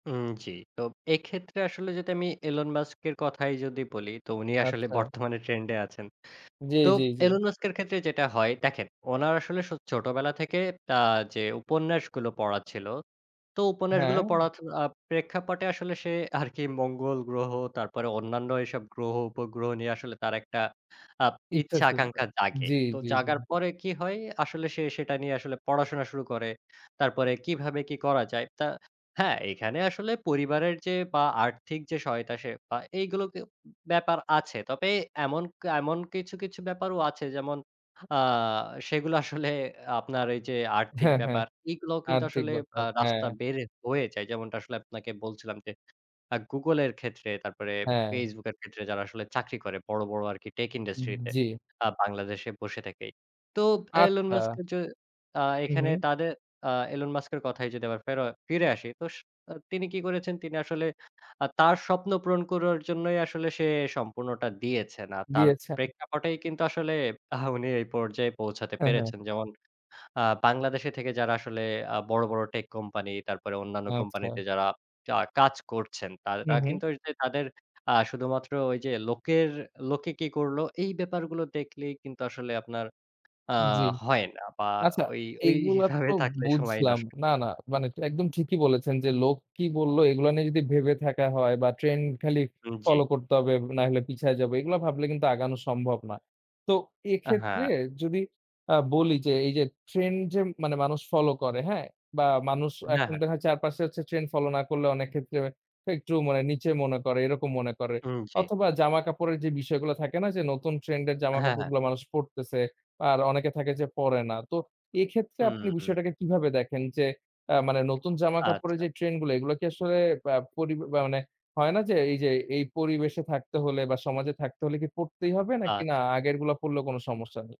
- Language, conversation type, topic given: Bengali, podcast, নতুন ট্রেন্ডে থাকলেও নিজেকে কীভাবে আলাদা রাখেন?
- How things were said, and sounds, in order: other background noise; laughing while speaking: "আরকি মঙ্গল গ্রহ"; laughing while speaking: "আ উনি"; laughing while speaking: "ওইভাবে থাকলে সময় নষ্ট"